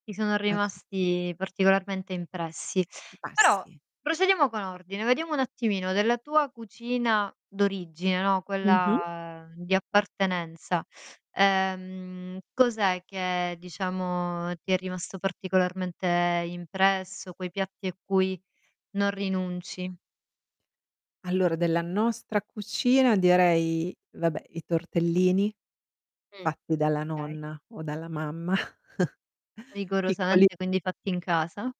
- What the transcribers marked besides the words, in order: drawn out: "quella"; drawn out: "ehm"; distorted speech; chuckle
- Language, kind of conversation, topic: Italian, podcast, Che esperienza hai con la cucina regionale italiana?